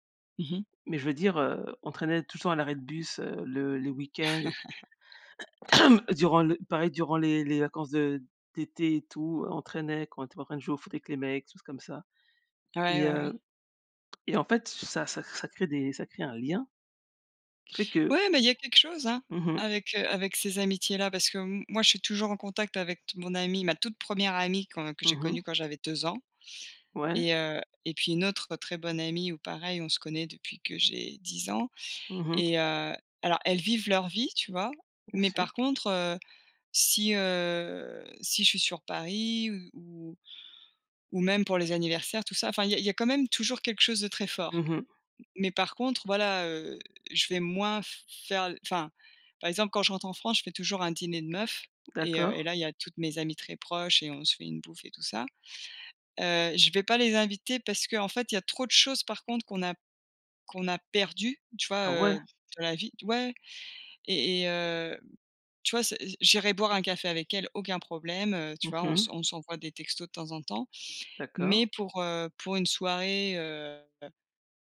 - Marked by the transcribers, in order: laugh; cough; tapping; drawn out: "heu"; other background noise
- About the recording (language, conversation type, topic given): French, unstructured, Comment as-tu rencontré ta meilleure amie ou ton meilleur ami ?